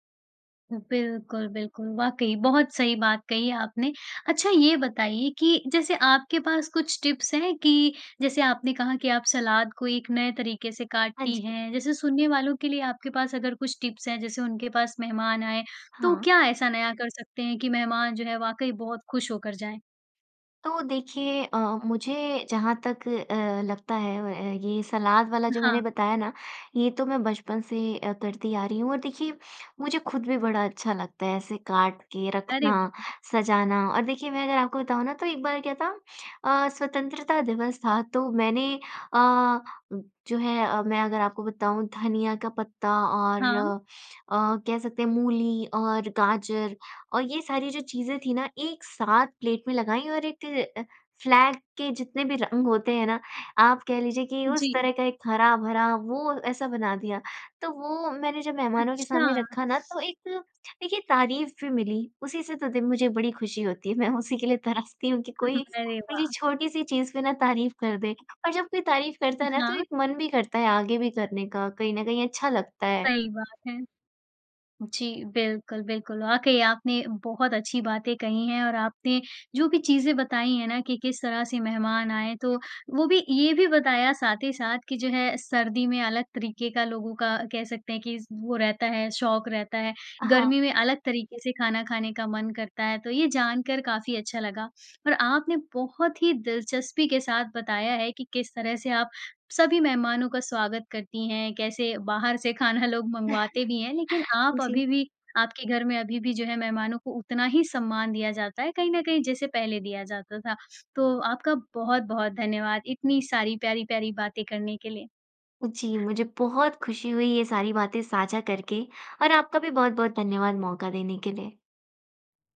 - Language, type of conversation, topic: Hindi, podcast, मेहमान आने पर आप आम तौर पर खाना किस क्रम में और कैसे परोसते हैं?
- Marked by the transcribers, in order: in English: "टिप्स"; in English: "टिप्स"; in English: "फ्लैग"; laughing while speaking: "मैं उसी के लिए तरसती हूँ कि कोई"; chuckle; tapping; chuckle; other background noise